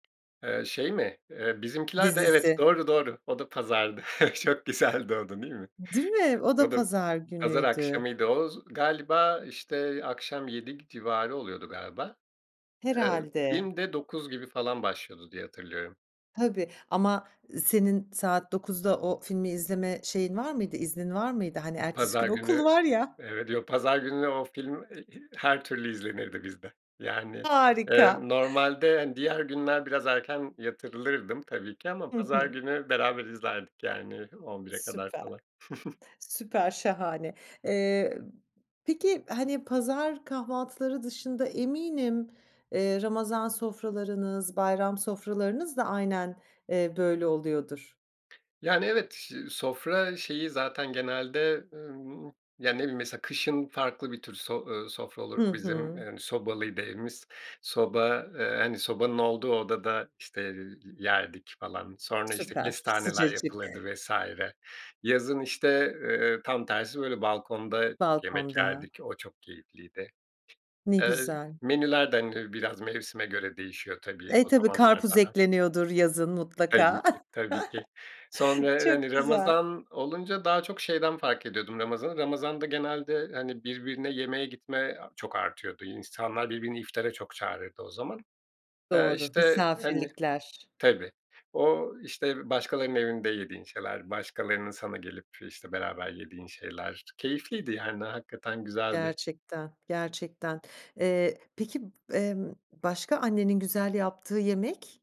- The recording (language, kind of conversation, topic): Turkish, podcast, Hangi yemek sana aile yakınlığını hatırlatır ve neden?
- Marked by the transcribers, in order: chuckle; chuckle; other background noise; chuckle; tapping; chuckle